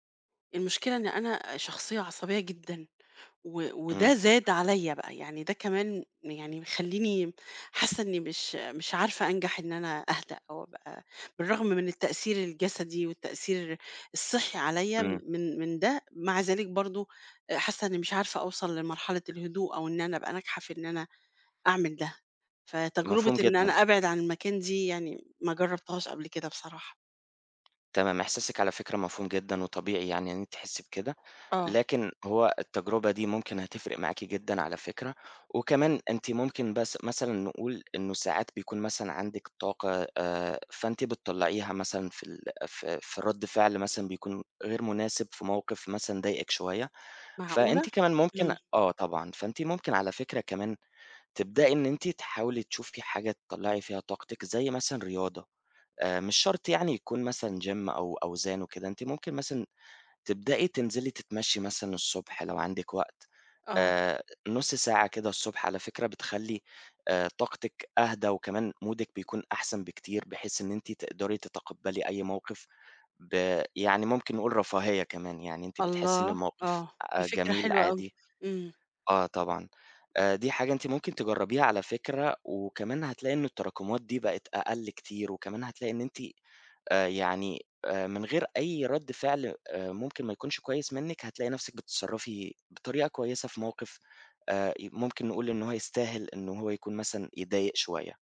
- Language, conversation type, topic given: Arabic, advice, إزاي بتتعامل مع نوبات الغضب السريعة وردود الفعل المبالغ فيها عندك؟
- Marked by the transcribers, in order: tapping; other background noise; in English: "Gym"; in English: "مودِك"